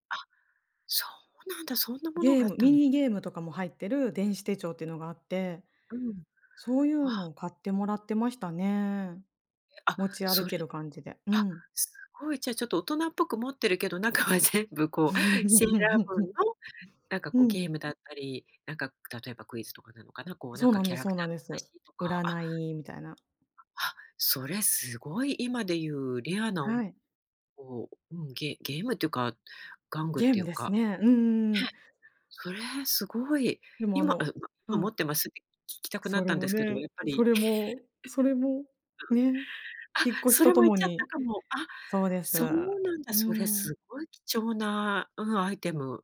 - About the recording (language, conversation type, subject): Japanese, podcast, 子どもの頃に好きだったアニメについて、教えていただけますか？
- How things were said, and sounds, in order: laughing while speaking: "中は全部こう"; other background noise; laugh; tapping; sad: "それもね、それも、それも、ね"; laugh; unintelligible speech